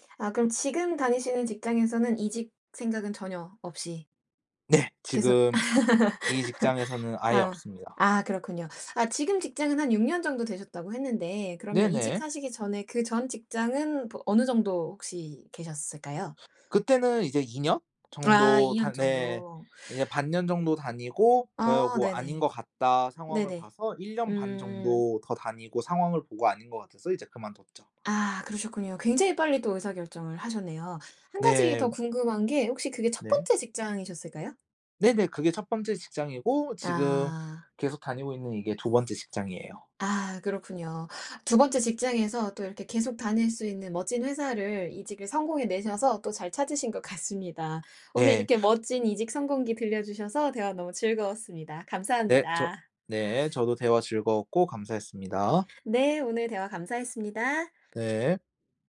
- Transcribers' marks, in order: laugh; tapping; other background noise; sniff
- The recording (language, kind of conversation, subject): Korean, podcast, 직업을 바꾸게 된 계기가 무엇이었나요?